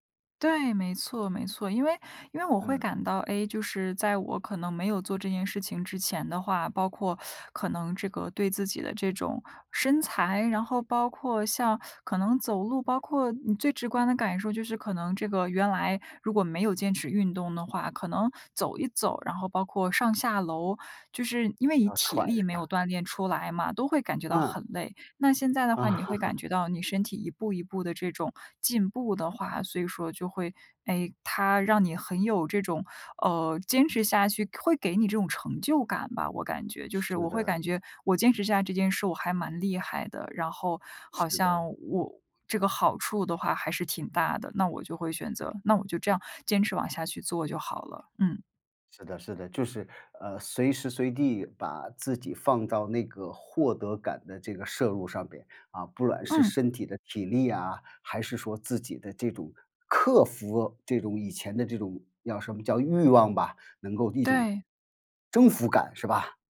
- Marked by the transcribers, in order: teeth sucking; chuckle; other background noise; "不管" said as "不卵"; "叫" said as "要"
- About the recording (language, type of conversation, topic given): Chinese, podcast, 你觉得让你坚持下去的最大动力是什么？